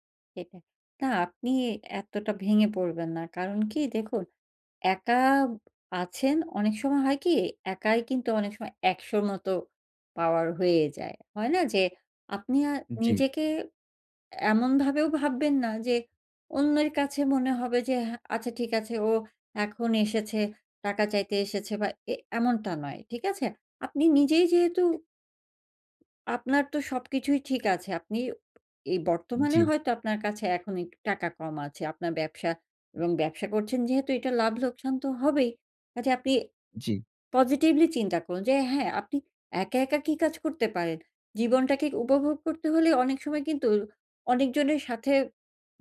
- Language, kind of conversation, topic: Bengali, advice, পার্টি বা ছুটির দিনে বন্ধুদের সঙ্গে থাকলে যদি নিজেকে একা বা বাদ পড়া মনে হয়, তাহলে আমি কী করতে পারি?
- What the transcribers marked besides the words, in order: none